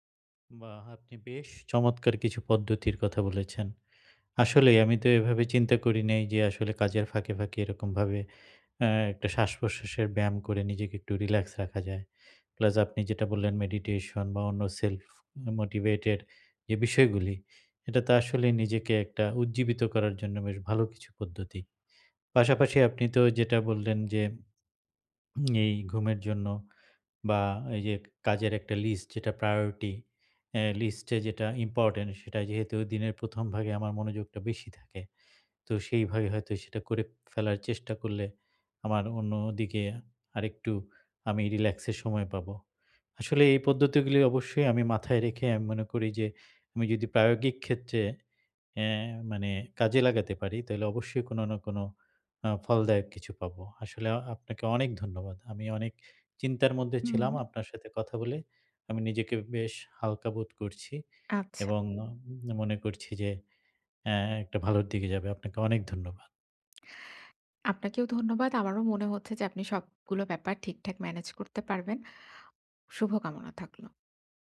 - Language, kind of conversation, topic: Bengali, advice, মানসিক স্পষ্টতা ও মনোযোগ কীভাবে ফিরে পাব?
- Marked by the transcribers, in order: in English: "relax"; in English: "meditation"; in English: "self motivated"; in English: "priority"; in English: "relax"; lip smack